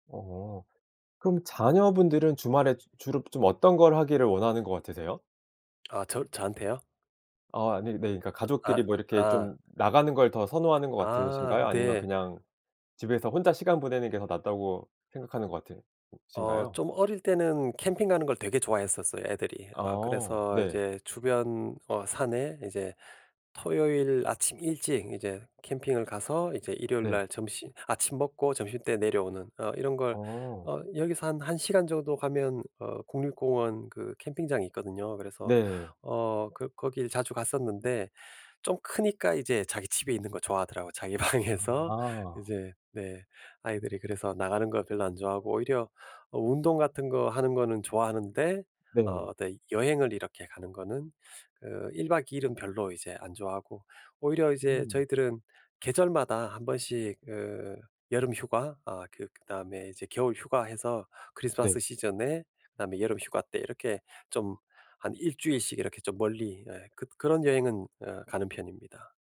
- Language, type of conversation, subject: Korean, podcast, 주말을 알차게 보내는 방법은 무엇인가요?
- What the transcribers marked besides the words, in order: tapping; laughing while speaking: "방에서"; teeth sucking